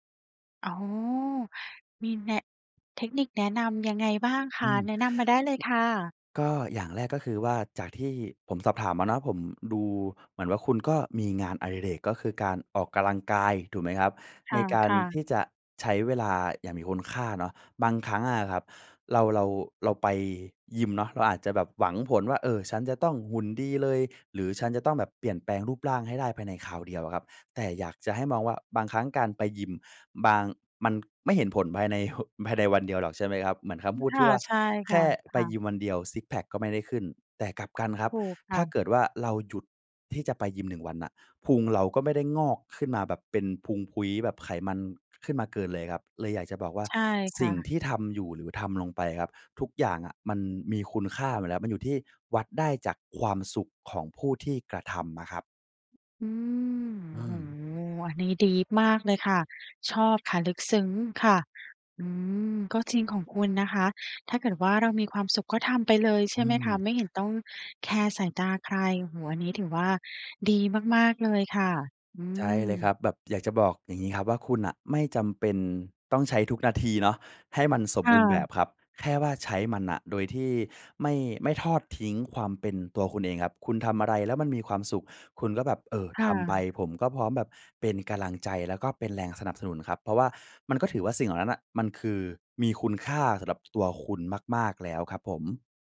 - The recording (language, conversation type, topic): Thai, advice, คุณควรใช้เวลาว่างในวันหยุดสุดสัปดาห์ให้เกิดประโยชน์อย่างไร?
- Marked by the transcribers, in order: other background noise; in English: "ดีป"